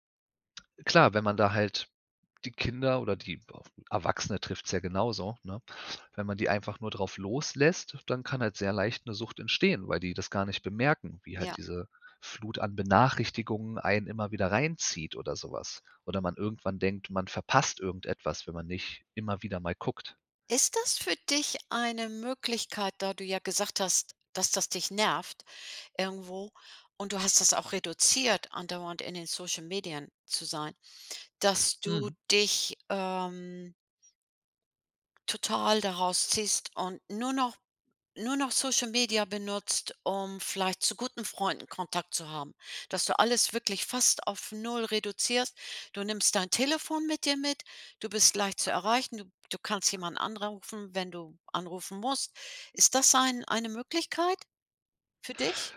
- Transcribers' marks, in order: "Social-Medien" said as "Social-Media"; other background noise
- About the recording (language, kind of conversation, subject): German, podcast, Was nervt dich am meisten an sozialen Medien?